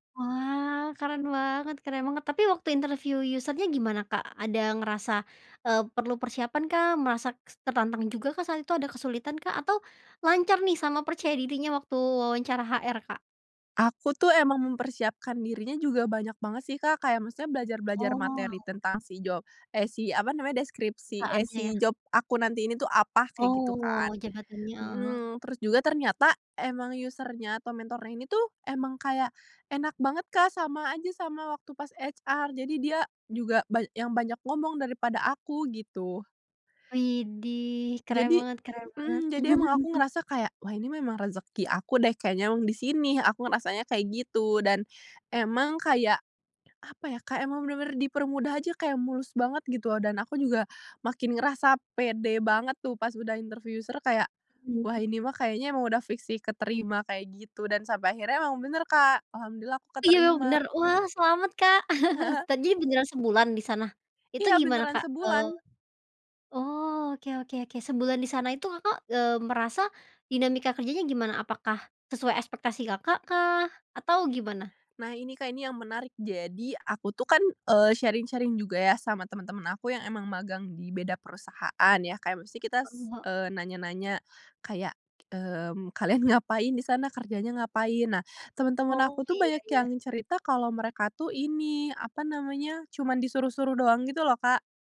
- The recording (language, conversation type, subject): Indonesian, podcast, Apa satu pelajaran paling berharga yang kamu dapat dari kegagalan?
- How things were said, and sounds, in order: in English: "interview user-nya"; in English: "job"; other background noise; in English: "job"; in English: "user-nya"; in English: "HR"; chuckle; in English: "interview user"; chuckle; "Jadinya" said as "tardinya"; in English: "sharing-sharing"